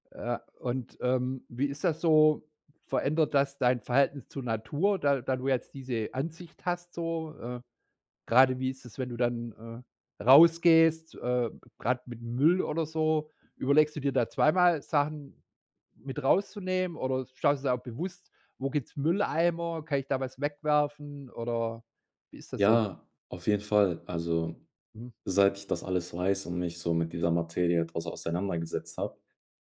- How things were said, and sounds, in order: none
- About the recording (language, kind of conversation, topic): German, podcast, Was bedeutet weniger Besitz für dein Verhältnis zur Natur?
- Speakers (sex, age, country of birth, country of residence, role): male, 20-24, Germany, Germany, guest; male, 45-49, Germany, Germany, host